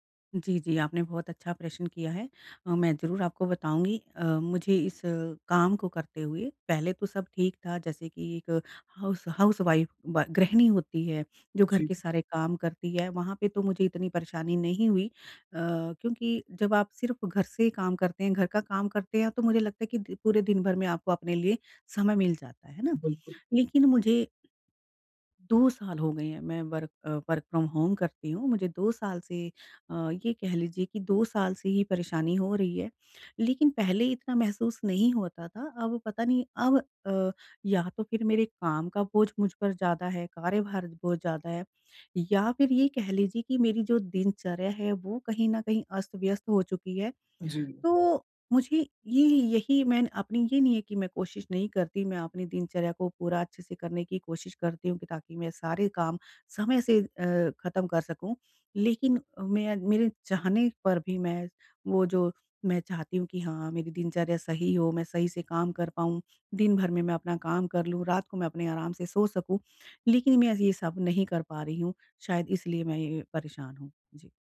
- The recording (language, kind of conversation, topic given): Hindi, advice, मैं कैसे तय करूँ कि मुझे मदद की ज़रूरत है—यह थकान है या बर्नआउट?
- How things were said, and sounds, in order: in English: "हाउस हाउस वाइफ़"; tapping; in English: "वर्क वर्क फ़्रॉम होम"